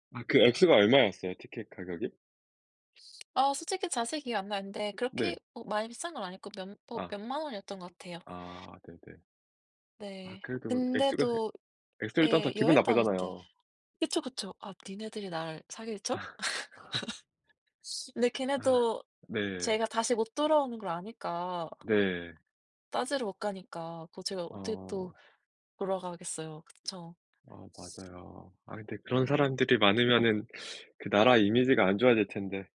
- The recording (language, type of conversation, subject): Korean, unstructured, 여행 계획이 완전히 망가진 적이 있나요?
- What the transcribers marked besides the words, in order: tapping; other background noise; laugh